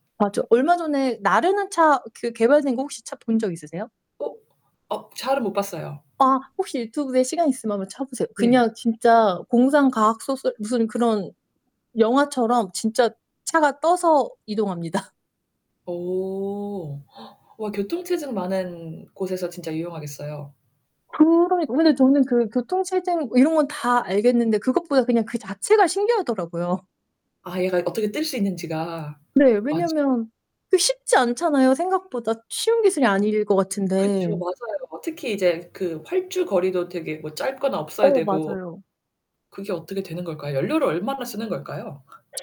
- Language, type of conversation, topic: Korean, unstructured, 기술 발전이 우리의 일상에 어떤 긍정적인 영향을 미칠까요?
- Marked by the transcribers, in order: laughing while speaking: "이동합니다"; gasp; laughing while speaking: "신기하더라고요"; other background noise; distorted speech; laugh